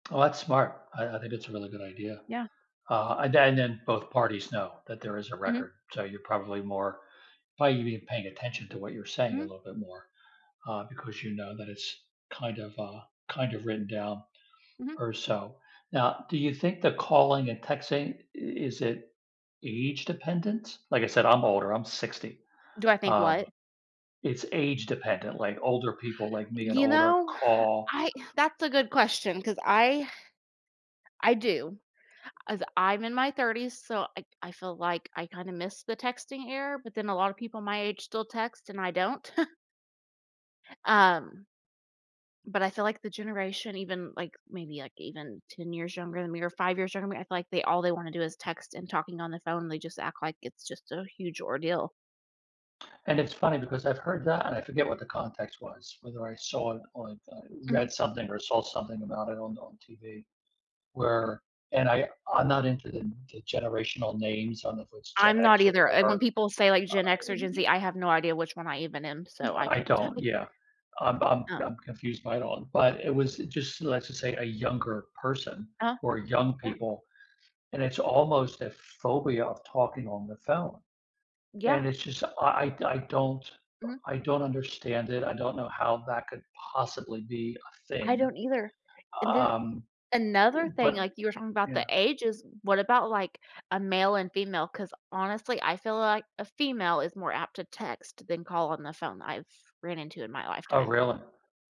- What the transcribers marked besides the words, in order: chuckle; other background noise; laughing while speaking: "tell you"
- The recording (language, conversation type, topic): English, unstructured, How do different ways of communicating, like texting or calling, affect your friendships?
- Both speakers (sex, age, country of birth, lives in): female, 30-34, United States, United States; male, 60-64, United States, United States